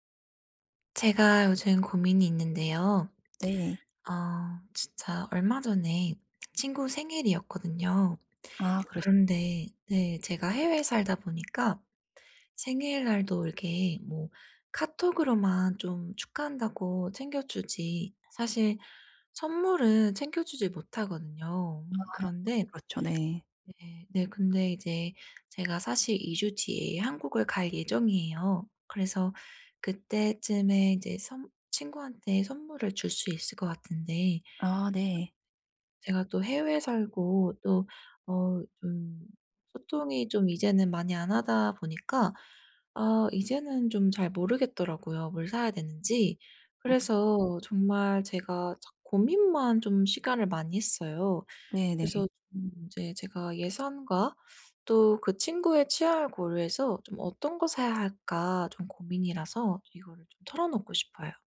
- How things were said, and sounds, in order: other background noise; tapping
- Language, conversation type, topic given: Korean, advice, 친구 생일 선물을 예산과 취향에 맞춰 어떻게 고르면 좋을까요?